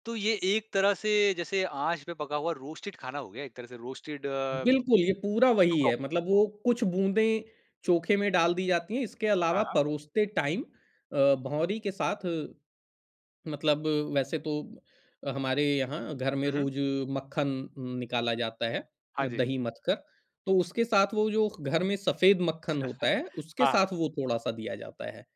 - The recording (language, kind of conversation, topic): Hindi, podcast, आपका सबसे पसंदीदा घर का पकवान कौन-सा है?
- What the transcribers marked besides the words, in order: in English: "रोस्टेड"; in English: "रोस्टेड"; in English: "टाइम"; laugh